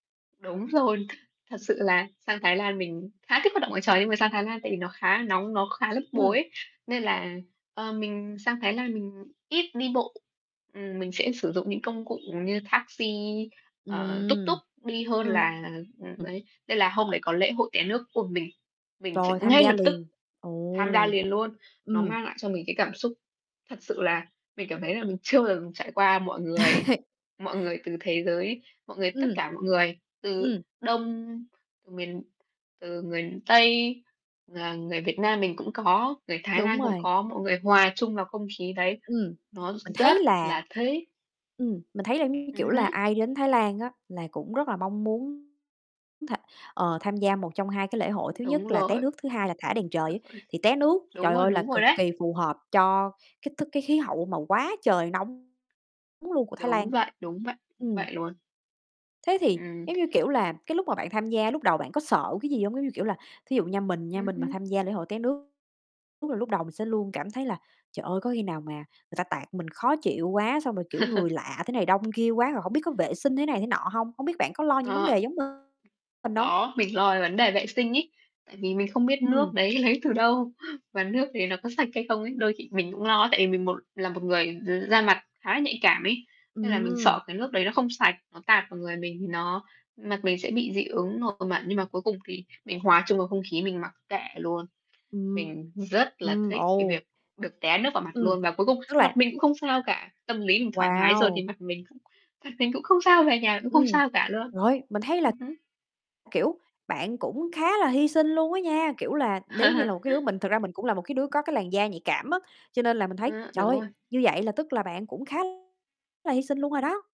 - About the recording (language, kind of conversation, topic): Vietnamese, unstructured, Bạn có thích thử các hoạt động ngoài trời không, và vì sao?
- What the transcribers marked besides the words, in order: laughing while speaking: "Đúng rồi"; bird; static; in Thai: "tuk tuk"; distorted speech; tapping; laugh; other background noise; chuckle; chuckle